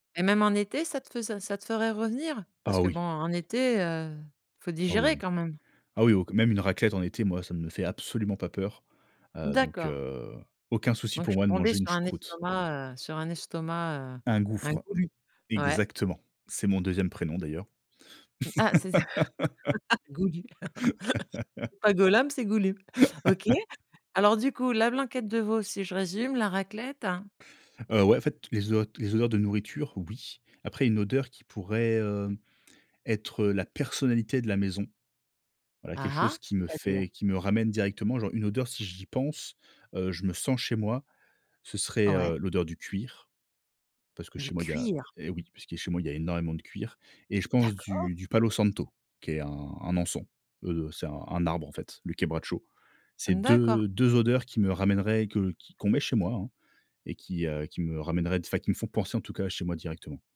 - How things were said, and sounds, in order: other background noise; laugh
- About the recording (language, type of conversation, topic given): French, podcast, Quelle odeur te ramène instantanément à la maison ?